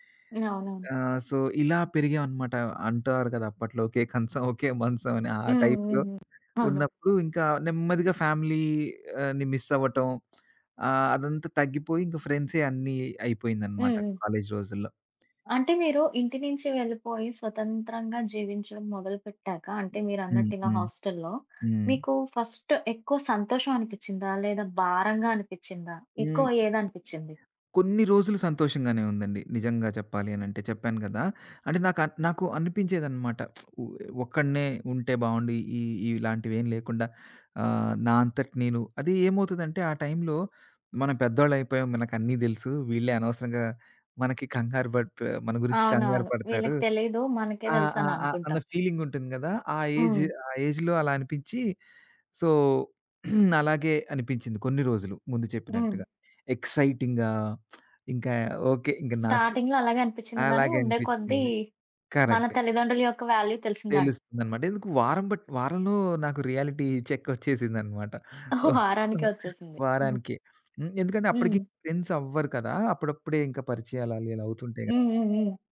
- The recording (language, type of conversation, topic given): Telugu, podcast, మీరు ఇంటి నుంచి బయటకు వచ్చి స్వతంత్రంగా జీవించడం మొదలు పెట్టినప్పుడు మీకు ఎలా అనిపించింది?
- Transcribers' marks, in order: in English: "సో"; in English: "టైప్‌లో"; other background noise; in English: "ఫ్యామిలీ"; in English: "మిస్"; lip smack; in English: "హాస్టల్‌లో"; in English: "ఫస్ట్"; tapping; lip smack; in English: "ఫీలింగ్"; in English: "ఏజ్"; in English: "ఏజ్‌లో"; in English: "సో"; throat clearing; in English: "ఎక్సైటింగా"; lip smack; in English: "స్టార్టింగ్‌లో"; in English: "వాల్యూ"; in English: "రియాలిటీ చెక్"; chuckle; giggle; in English: "ఫ్రెండ్స్"